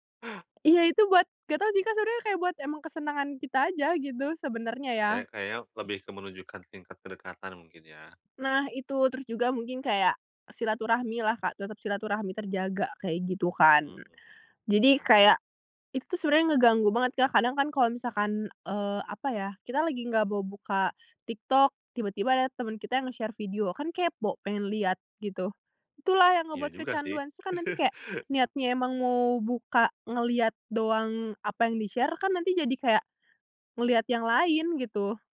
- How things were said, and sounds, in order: tapping; in English: "nge-share"; "Terus" said as "Sru"; chuckle; in English: "di-share"
- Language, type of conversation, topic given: Indonesian, podcast, Apa kegiatan yang selalu bikin kamu lupa waktu?